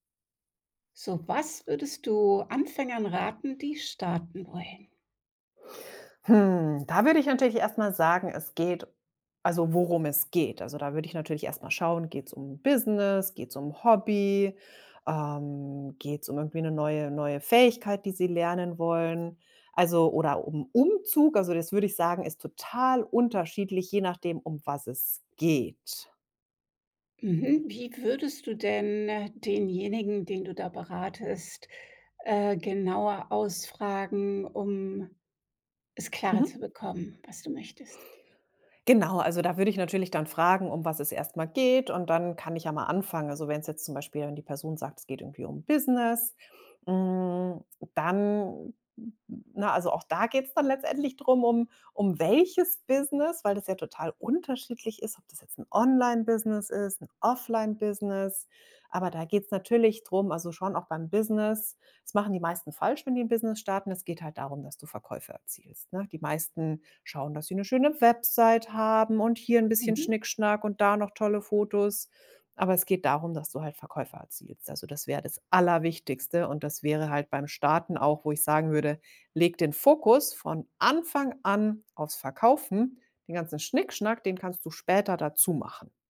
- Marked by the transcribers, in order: stressed: "Allerwichtigste"; stressed: "Anfang"
- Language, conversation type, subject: German, podcast, Welchen Rat würdest du Anfängerinnen und Anfängern geben, die gerade erst anfangen wollen?